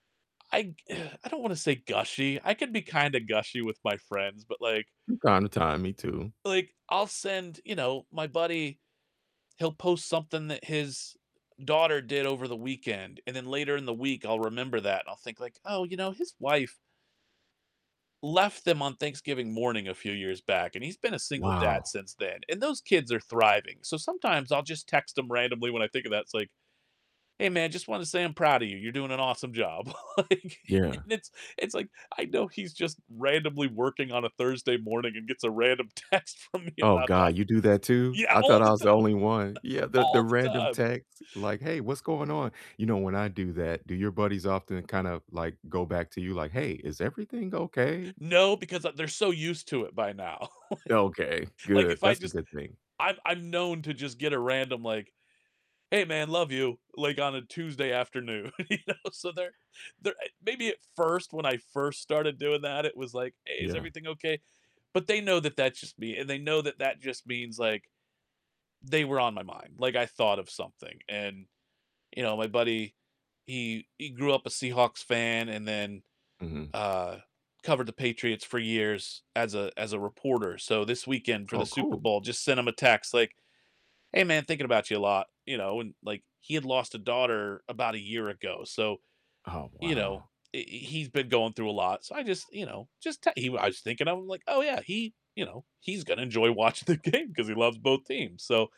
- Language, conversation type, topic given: English, unstructured, How do you show someone you care in a relationship?
- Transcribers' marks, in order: distorted speech; sigh; static; laughing while speaking: "like, and it's"; laughing while speaking: "text from me about that"; chuckle; laughing while speaking: "you know? So they're"; tapping; laughing while speaking: "watching the game"